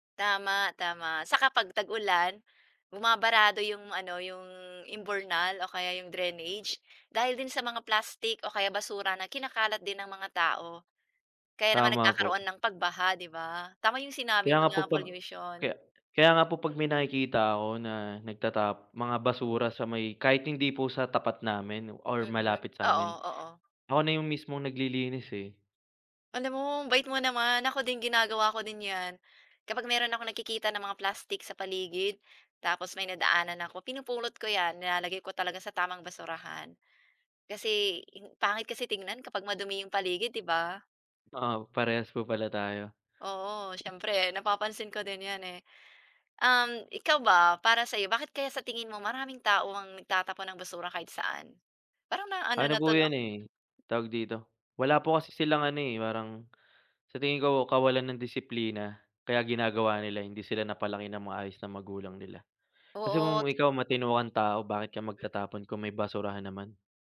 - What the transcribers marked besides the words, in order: tapping
- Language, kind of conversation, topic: Filipino, unstructured, Ano ang reaksyon mo kapag may nakikita kang nagtatapon ng basura kung saan-saan?